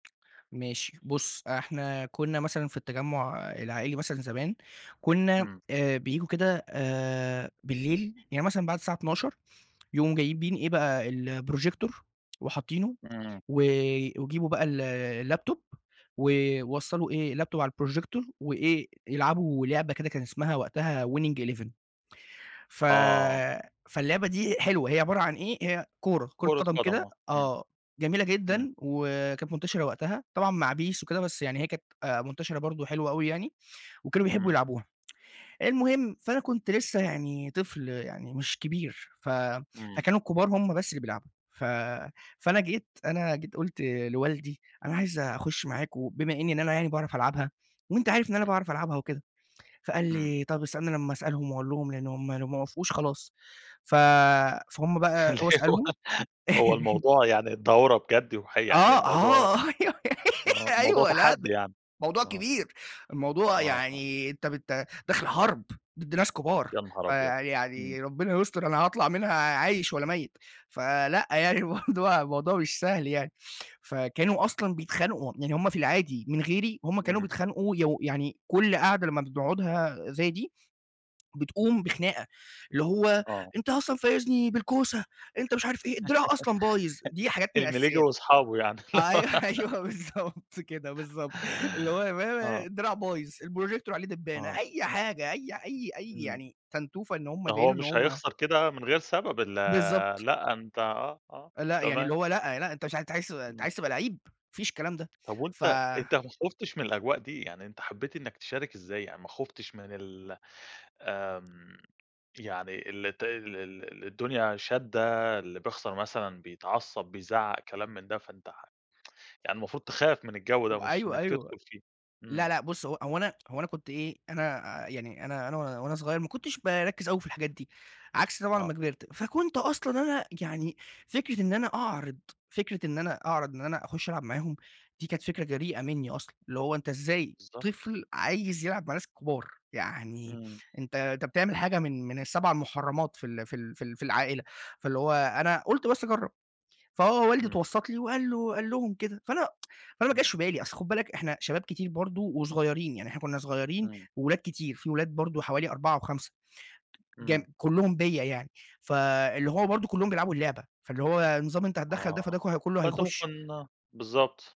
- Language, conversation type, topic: Arabic, podcast, إيه العادة العائلية اللي عمرك ما هتقدر تنساها؟
- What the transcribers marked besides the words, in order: tapping; horn; in English: "الprojector"; in English: "الlaptop"; in English: "الlaptop"; in English: "الprojecor"; in English: "PES"; tsk; laughing while speaking: "اللي هو"; laugh; laughing while speaking: "أيوه، أيوه"; laughing while speaking: "برضه"; laugh; laughing while speaking: "أيوه، أيوه بالضبط كده، بالضبط"; laugh; unintelligible speech; in English: "الprojector"; tsk